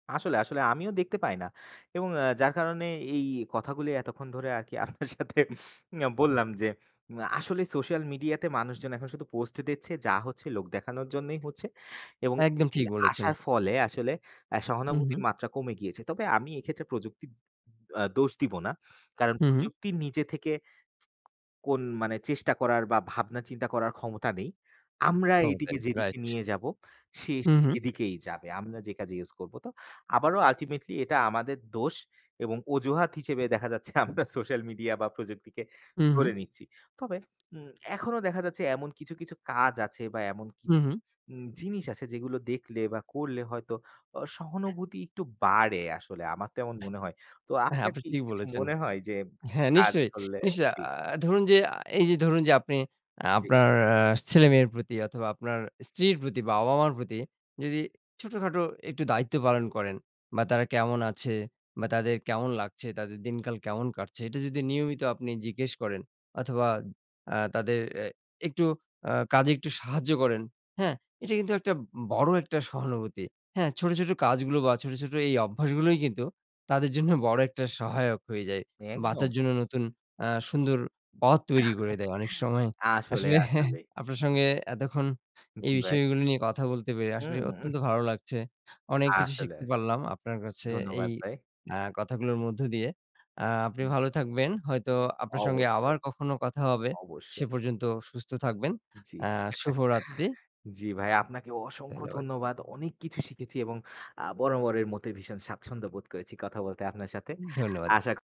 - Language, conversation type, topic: Bengali, unstructured, মানুষের প্রতি সহানুভূতি কেন জরুরি?
- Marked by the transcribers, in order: laughing while speaking: "আপনার সাথে অ্যা বললাম"; teeth sucking; in English: "use"; in English: "ultimately"; laughing while speaking: "আমরা সোশ্যাল মিডিয়া"; laughing while speaking: "তাদের জন্য"; laugh; laughing while speaking: "আসলে"; other noise; "আসলে" said as "আসলেস"; laugh; joyful: "জি ভাই আপনাকেও অসংখ্য ধন্যবাদ। অনেক কিছু শিখেছি"